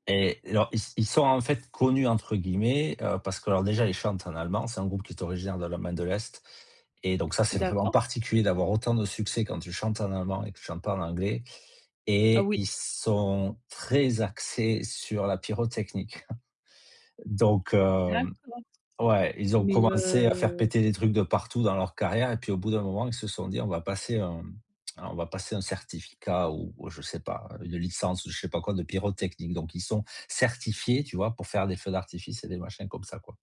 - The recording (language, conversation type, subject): French, podcast, Quel concert t’a le plus marqué, et pourquoi ?
- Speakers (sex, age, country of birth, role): female, 25-29, France, host; male, 45-49, France, guest
- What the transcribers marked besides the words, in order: chuckle; tsk; stressed: "certifiés"